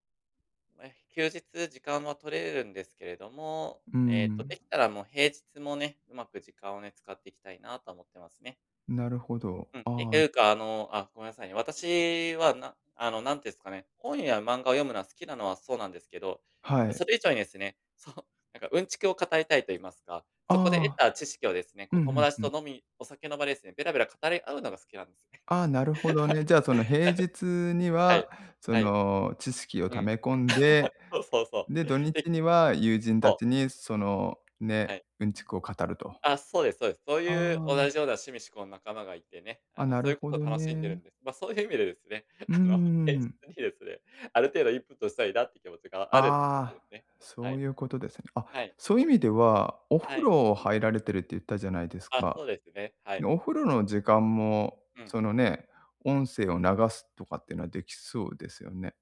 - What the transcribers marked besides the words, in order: laugh; laughing while speaking: "あの現実にですね"
- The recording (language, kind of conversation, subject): Japanese, advice, 仕事や家事で忙しくて趣味の時間が取れないとき、どうすれば時間を確保できますか？
- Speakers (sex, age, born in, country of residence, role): male, 35-39, Japan, Japan, user; male, 40-44, Japan, Japan, advisor